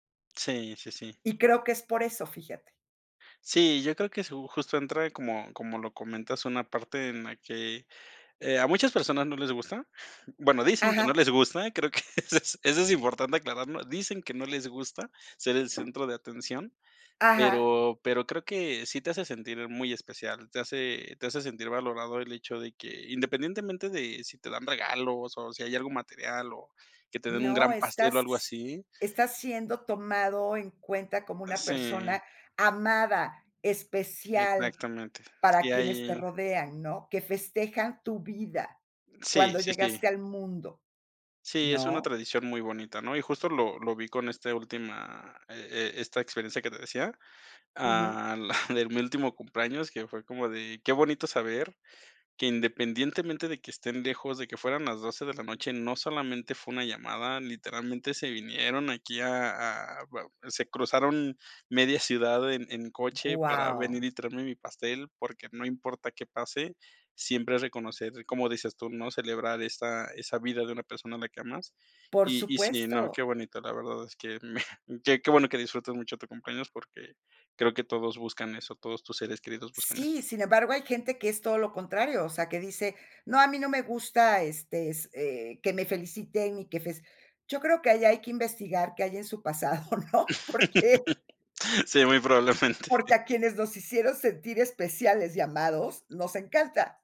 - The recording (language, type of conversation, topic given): Spanish, podcast, ¿Qué tradiciones familiares mantienen en casa?
- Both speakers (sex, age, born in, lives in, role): female, 60-64, Mexico, Mexico, host; male, 30-34, Mexico, Mexico, guest
- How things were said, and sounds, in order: laughing while speaking: "que eso"; other background noise; laughing while speaking: "la"; giggle; laugh; laughing while speaking: "¿no? Porque"; laughing while speaking: "probablemente"